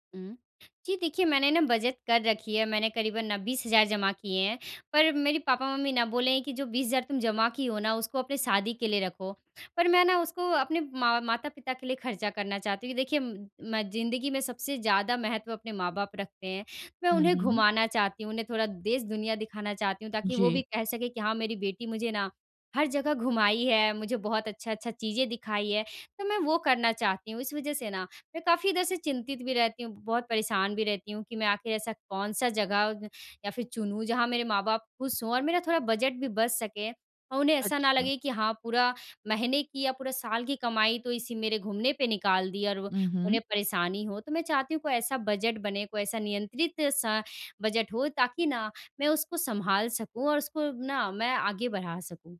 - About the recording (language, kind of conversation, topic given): Hindi, advice, यात्रा के लिए बजट कैसे बनाएं और खर्चों को नियंत्रित कैसे करें?
- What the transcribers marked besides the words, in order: none